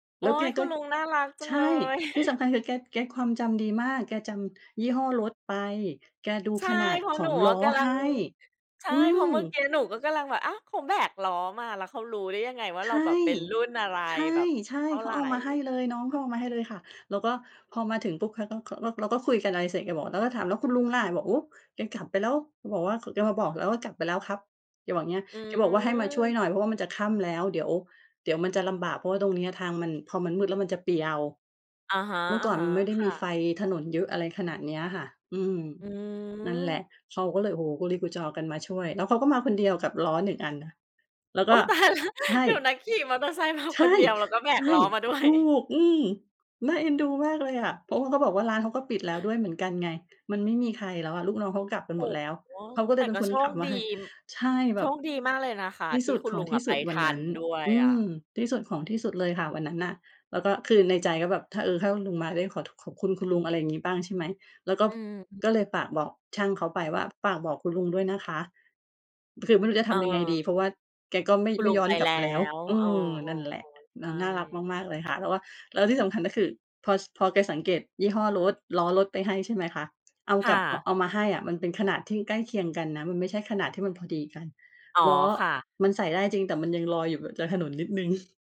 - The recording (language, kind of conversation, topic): Thai, podcast, คุณเคยเจอคนใจดีช่วยเหลือระหว่างเดินทางไหม เล่าให้ฟังหน่อย?
- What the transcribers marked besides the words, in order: laugh; tapping; laughing while speaking: "โอ๊ย ตายแล้ว"; chuckle